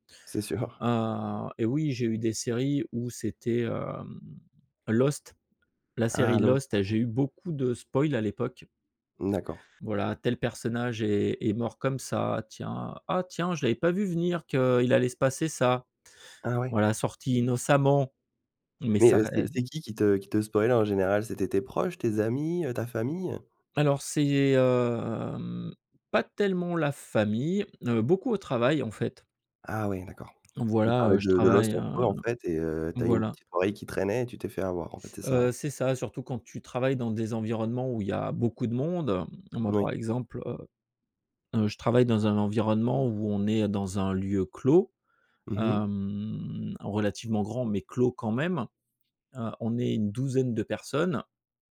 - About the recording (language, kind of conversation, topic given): French, podcast, Pourquoi les spoilers gâchent-ils tant les séries ?
- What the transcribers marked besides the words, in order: chuckle; in English: "spoils"; drawn out: "hem"; drawn out: "Hem"